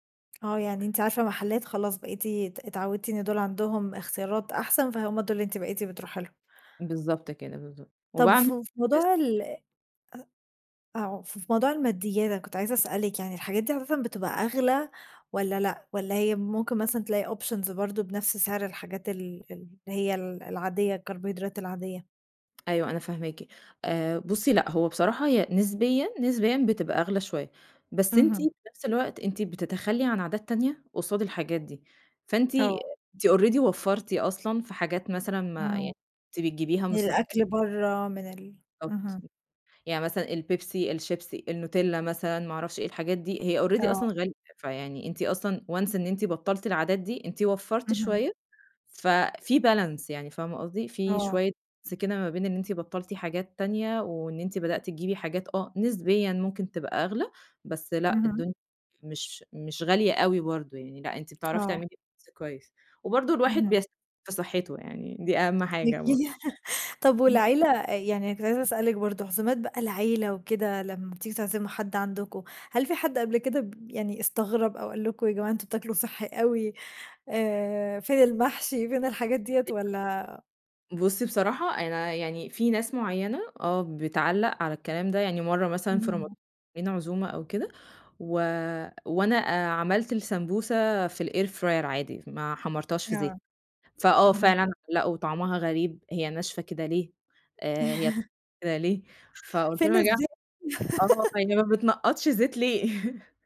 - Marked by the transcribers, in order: tapping; in English: "options"; in English: "already"; in English: "already"; in English: "once"; in English: "balance"; unintelligible speech; in English: "balance"; unintelligible speech; unintelligible speech; in English: "الair fryer"; chuckle; laugh
- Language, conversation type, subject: Arabic, podcast, إزاي تجهّز أكل صحي بسرعة في البيت؟
- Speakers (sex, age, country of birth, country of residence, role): female, 20-24, Egypt, Romania, host; female, 30-34, Egypt, Egypt, guest